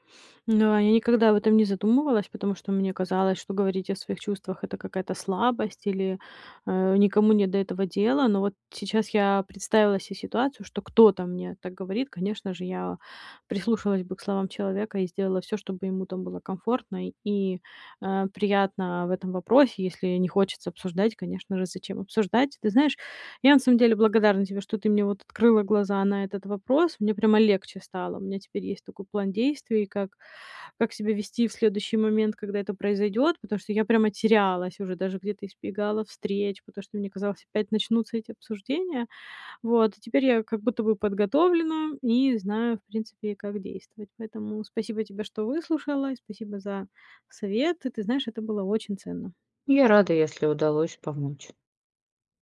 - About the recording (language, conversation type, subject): Russian, advice, Как справиться с давлением друзей, которые ожидают, что вы будете тратить деньги на совместные развлечения и подарки?
- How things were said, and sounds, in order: none